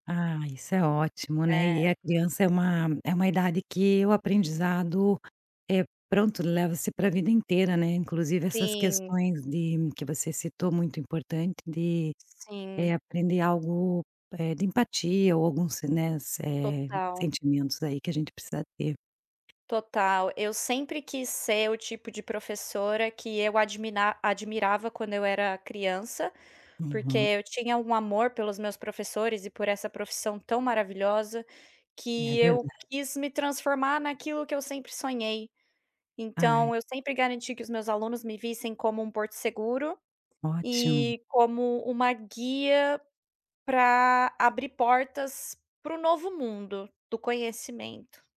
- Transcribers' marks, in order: none
- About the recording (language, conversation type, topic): Portuguese, podcast, O que te motiva a continuar aprendendo?